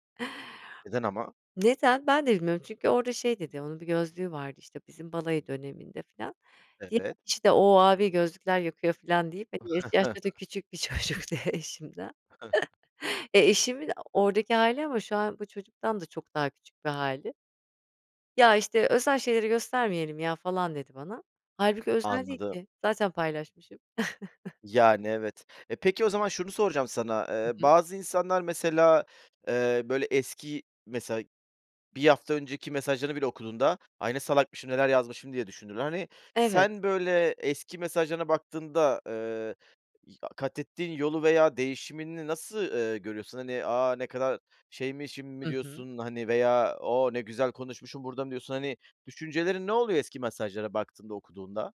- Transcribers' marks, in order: tapping; chuckle; chuckle; laughing while speaking: "çocuktu eşimden"; chuckle; chuckle
- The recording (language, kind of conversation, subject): Turkish, podcast, Eski gönderileri silmeli miyiz yoksa saklamalı mıyız?